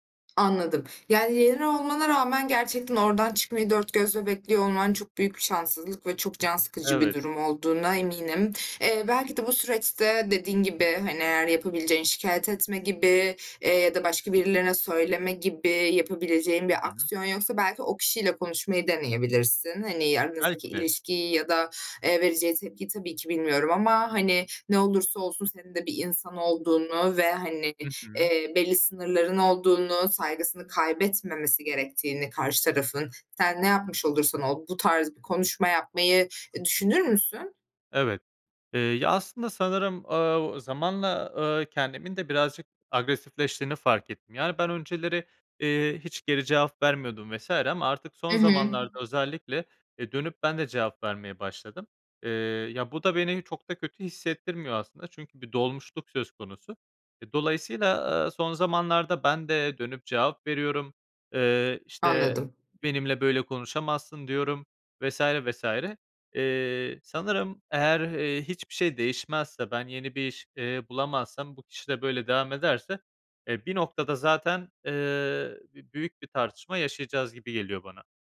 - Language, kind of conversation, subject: Turkish, advice, İş stresi uykumu etkiliyor ve konsantre olamıyorum; ne yapabilirim?
- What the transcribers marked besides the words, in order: other background noise; tapping